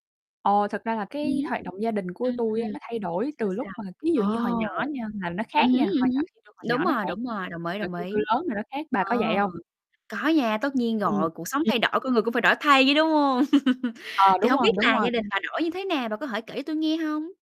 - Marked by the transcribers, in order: distorted speech; laugh
- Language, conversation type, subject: Vietnamese, unstructured, Gia đình bạn thường làm gì vào cuối tuần?